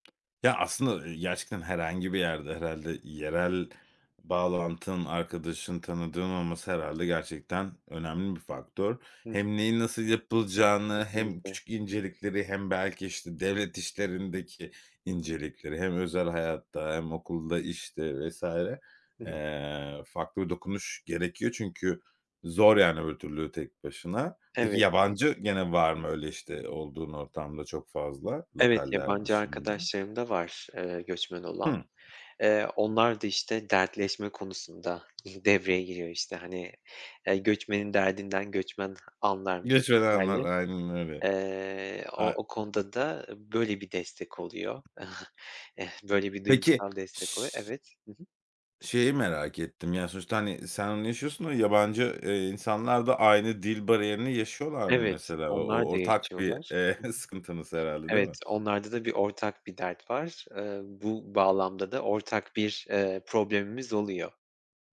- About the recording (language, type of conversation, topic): Turkish, podcast, Yerel dili az bildiğinde nasıl iletişim kurarsın?
- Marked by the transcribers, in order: other background noise; chuckle